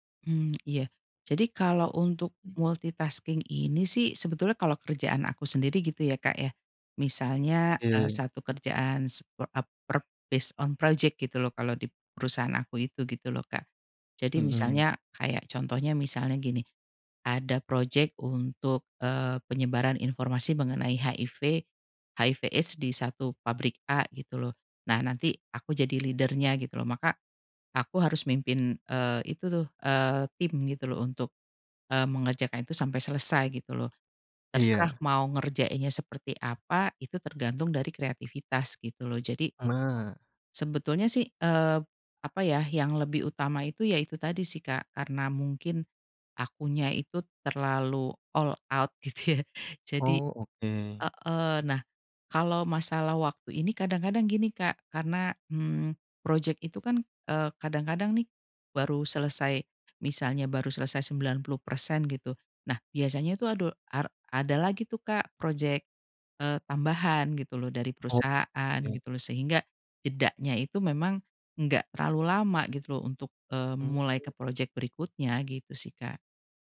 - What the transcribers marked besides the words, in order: tongue click; in English: "multitasking"; other background noise; in English: "based on project"; in English: "leader-nya"; in English: "all out"; laughing while speaking: "gitu ya"
- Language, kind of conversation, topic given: Indonesian, podcast, Pernahkah kamu merasa kehilangan identitas kreatif, dan apa penyebabnya?